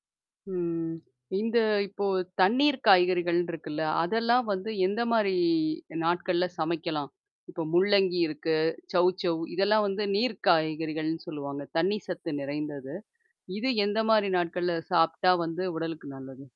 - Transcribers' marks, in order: tapping; other background noise
- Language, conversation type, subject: Tamil, podcast, சீசனல் பொருட்களுக்கு முன்னுரிமை கொடுத்தால் ஏன் நல்லது?